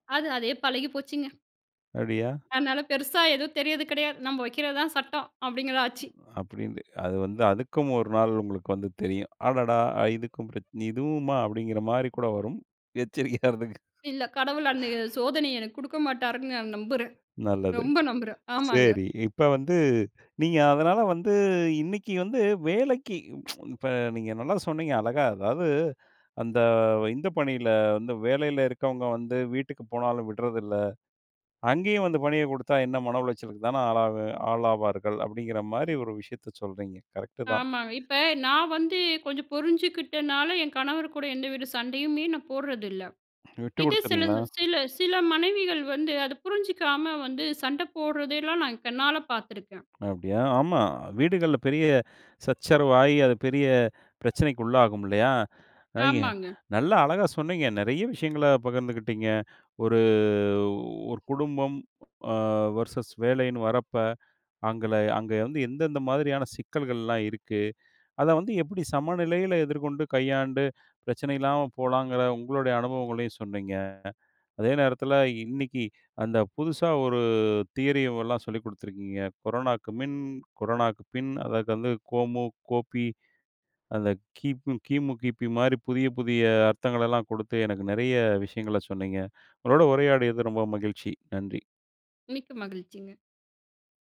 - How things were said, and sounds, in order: laughing while speaking: "எச்சரிக்கையா இருந்துக்குங்க"; other background noise; tsk; inhale; "விஷயத்தை" said as "விஷயத்த"; other noise; "அதை" said as "அத"; "சண்டை" said as "சண்ட"; "அப்படியா" said as "அப்டியா"; inhale; inhale; drawn out: "ஒரு"; in English: "வெர்சஸ்"; inhale; inhale; inhale
- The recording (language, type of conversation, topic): Tamil, podcast, குடும்பமும் வேலையும்—நீங்கள் எதற்கு முன்னுரிமை கொடுக்கிறீர்கள்?